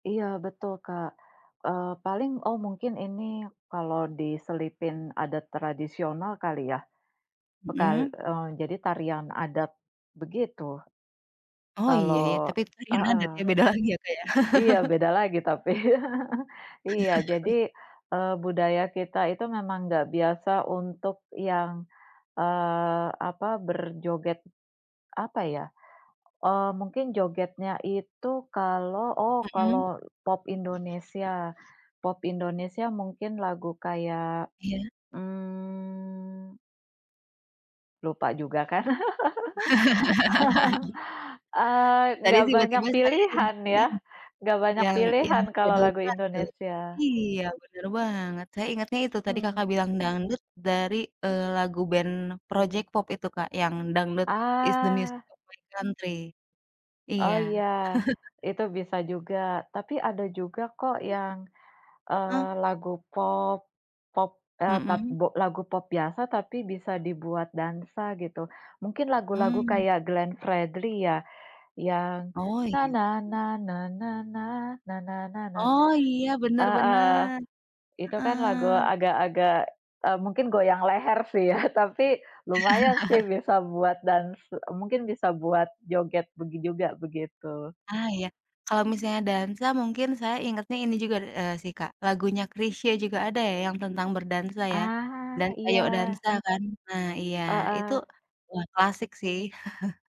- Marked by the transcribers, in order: laugh; chuckle; laugh; tapping; other background noise; drawn out: "mmm"; laugh; chuckle; humming a tune; laughing while speaking: "ya"; laugh; chuckle
- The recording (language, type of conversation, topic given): Indonesian, unstructured, Lagu apa yang selalu membuatmu ingin menari?